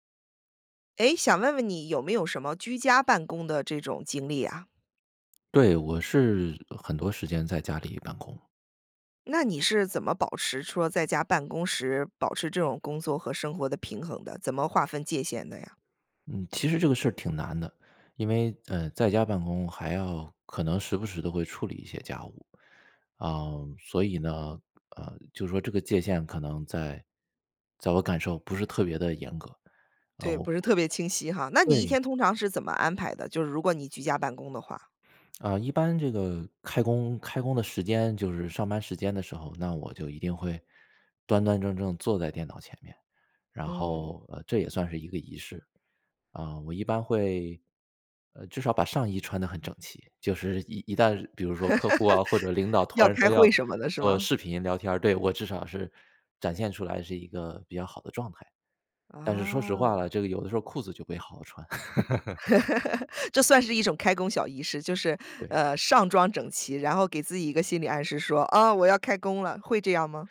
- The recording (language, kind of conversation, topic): Chinese, podcast, 居家办公时，你如何划分工作和生活的界限？
- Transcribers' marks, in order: other background noise; laugh; laugh